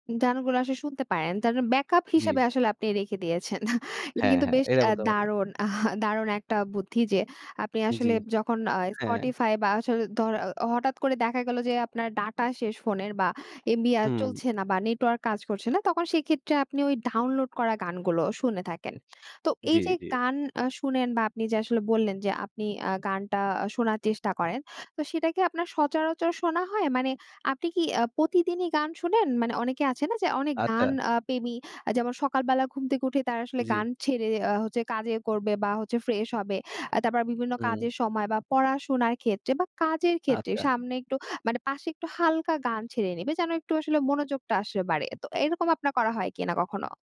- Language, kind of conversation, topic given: Bengali, podcast, কোন পুরোনো গান শুনলেই আপনার সব স্মৃতি ফিরে আসে?
- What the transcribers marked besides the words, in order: "গান" said as "দান"; unintelligible speech; chuckle; tapping; other background noise